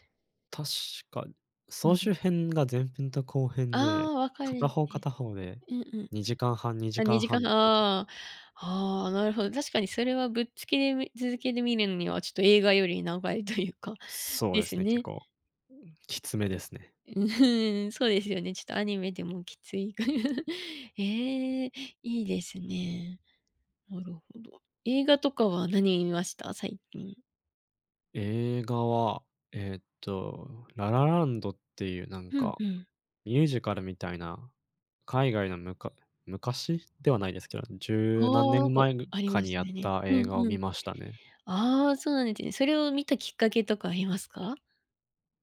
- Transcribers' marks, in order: chuckle
- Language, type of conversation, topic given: Japanese, podcast, 家でリラックスするとき、何をしていますか？
- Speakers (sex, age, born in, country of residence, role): female, 25-29, Japan, Japan, host; male, 20-24, Japan, Japan, guest